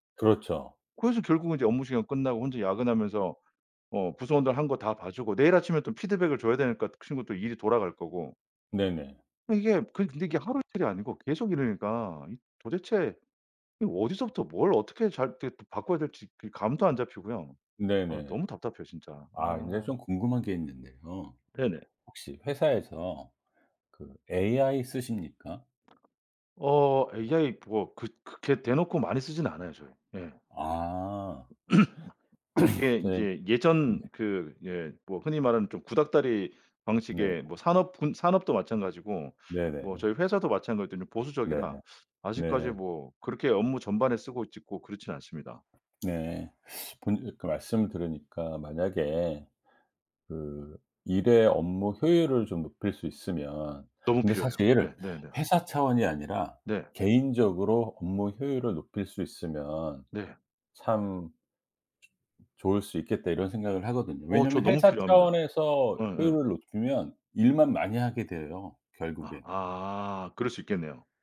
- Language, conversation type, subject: Korean, advice, 일과 삶의 경계를 다시 세우는 연습이 필요하다고 느끼는 이유는 무엇인가요?
- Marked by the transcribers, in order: other background noise; throat clearing; teeth sucking; tapping